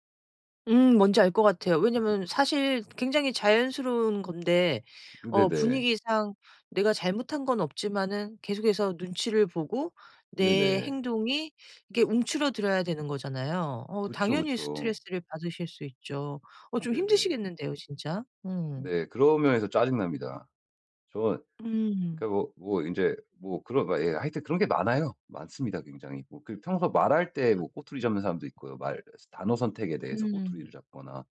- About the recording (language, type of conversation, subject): Korean, advice, 타인의 시선 때문에 하고 싶은 일을 못 하겠을 때 어떻게 해야 하나요?
- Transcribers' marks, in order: laugh; other background noise